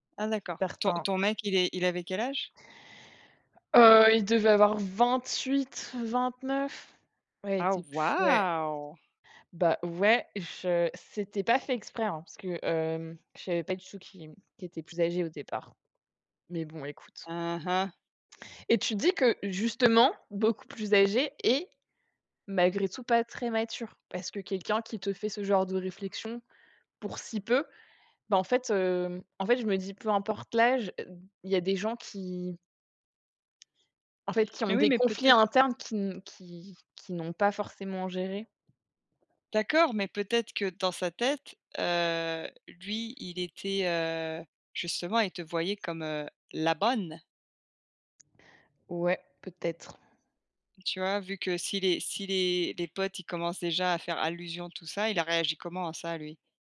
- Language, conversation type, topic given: French, unstructured, Quelles qualités recherches-tu chez un partenaire ?
- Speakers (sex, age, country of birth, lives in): female, 25-29, France, France; female, 40-44, France, United States
- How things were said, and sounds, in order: unintelligible speech; stressed: "waouh"; tapping; other background noise; stressed: "la bonne"